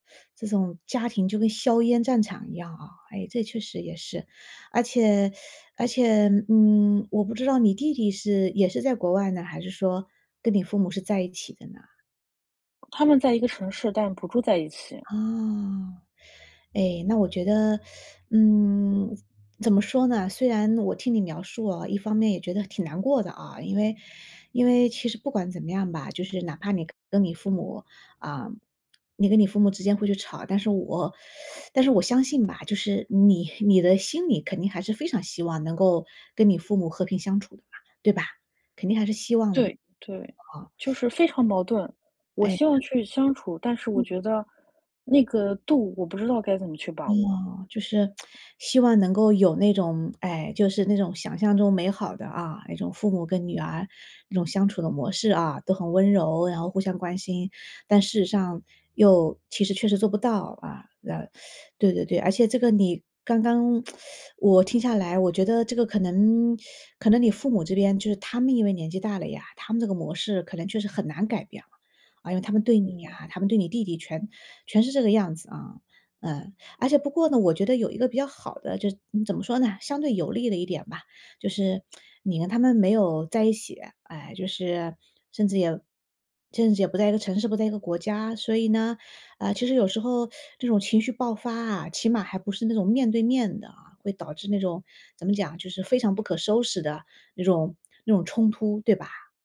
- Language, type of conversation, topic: Chinese, advice, 情绪触发与行为循环
- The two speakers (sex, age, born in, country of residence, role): female, 35-39, China, France, user; female, 40-44, China, United States, advisor
- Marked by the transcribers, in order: teeth sucking; "种" said as "总"; teeth sucking; other background noise; teeth sucking; teeth sucking; teeth sucking; tsk; teeth sucking; tsk; teeth sucking; teeth sucking; "能" said as "楞"; tsk